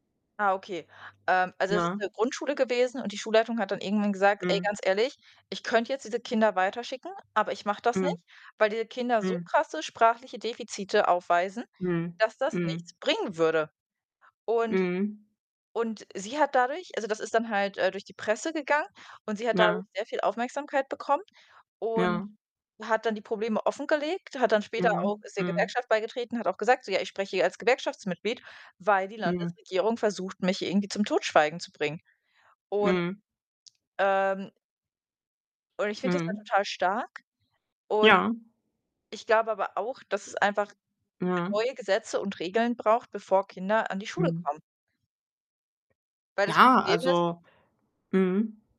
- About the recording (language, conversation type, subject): German, unstructured, Wie stellst du dir deinen Traumjob vor?
- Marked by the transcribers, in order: distorted speech; other background noise